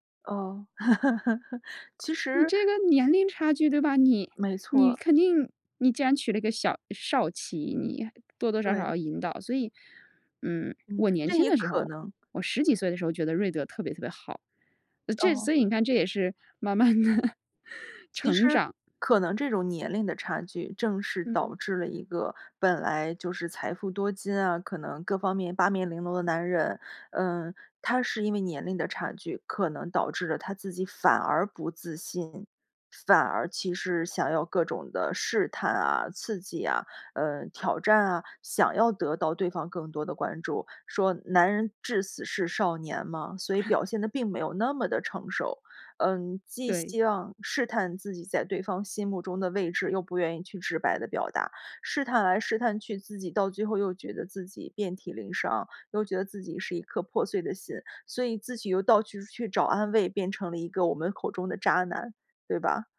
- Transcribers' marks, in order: laugh; laughing while speaking: "慢慢地"; chuckle; chuckle
- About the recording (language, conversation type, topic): Chinese, podcast, 有没有一部作品改变过你的人生态度？